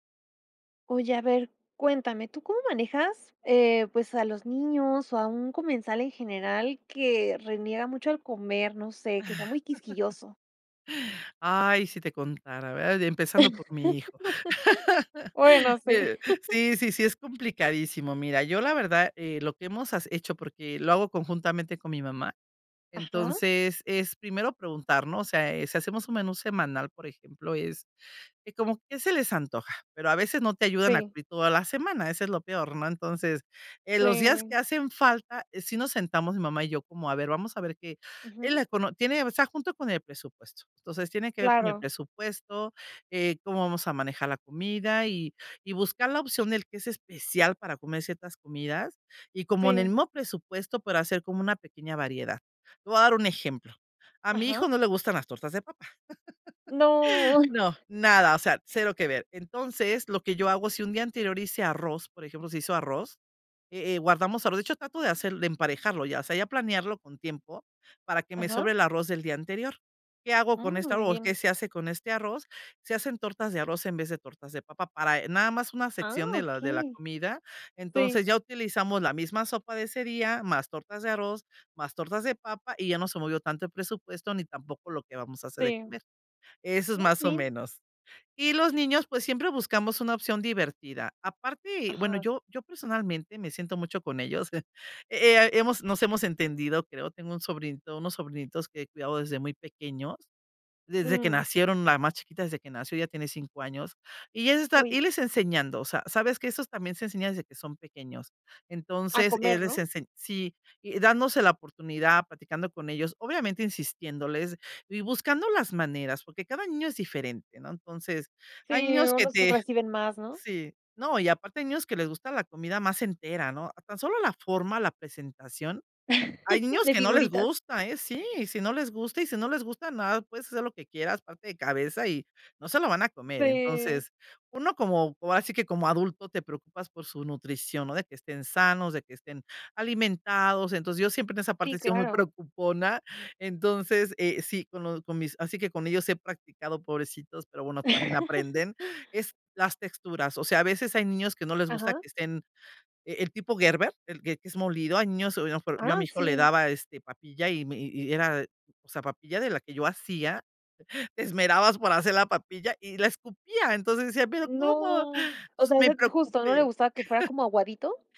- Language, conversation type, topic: Spanish, podcast, ¿Cómo manejas a comensales quisquillosos o a niños en el restaurante?
- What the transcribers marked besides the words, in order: laugh; chuckle; laugh; laugh; chuckle; surprised: "¡No!"; giggle; laugh; laugh; giggle; surprised: "No"